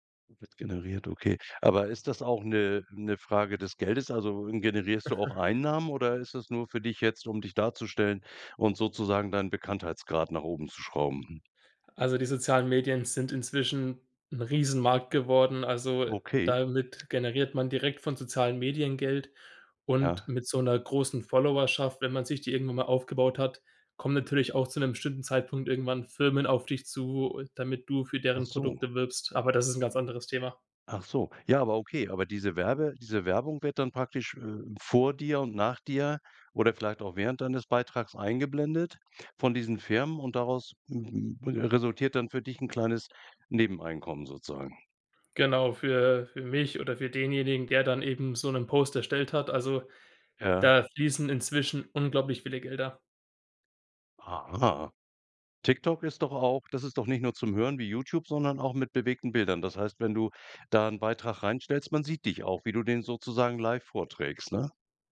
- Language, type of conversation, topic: German, podcast, Wie verändern soziale Medien die Art, wie Geschichten erzählt werden?
- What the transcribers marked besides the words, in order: chuckle; other noise